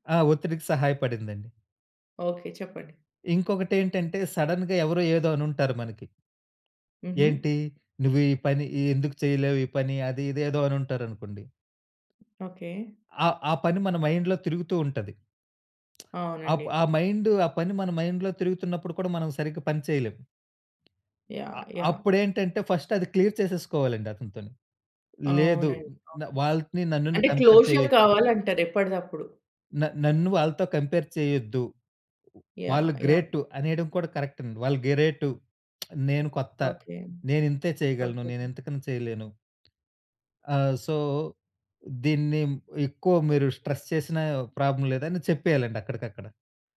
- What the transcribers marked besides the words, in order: in English: "సడన్‌గా"; in English: "మైండ్‌లో"; lip smack; in English: "మైండ్"; in English: "మైండ్‌లో"; in English: "ఫస్ట్"; in English: "క్లియర్"; in English: "క్లోషర్"; in English: "కంపేర్"; in English: "కంపేర్"; in English: "కరెక్ట్"; lip smack; in English: "సో"; in English: "స్ట్రెస్"; in English: "ప్రాబ్లమ్"
- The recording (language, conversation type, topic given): Telugu, podcast, ఒత్తిడిని మీరు ఎలా ఎదుర్కొంటారు?